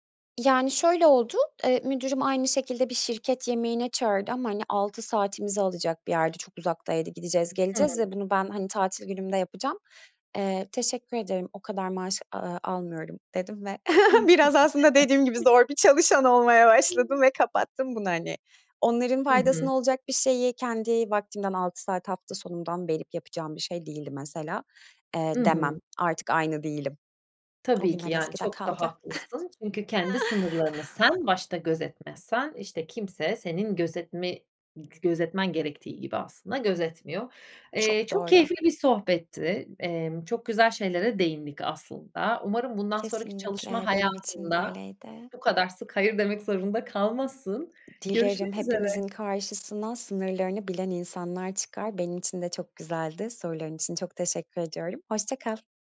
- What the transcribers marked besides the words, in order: other background noise; chuckle; laughing while speaking: "biraz aslında dediğim gibi zor bir çalışan olmaya başladım ve kapattım"; tapping; chuckle
- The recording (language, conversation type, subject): Turkish, podcast, Etkili bir şekilde “hayır” demek için ne önerirsin?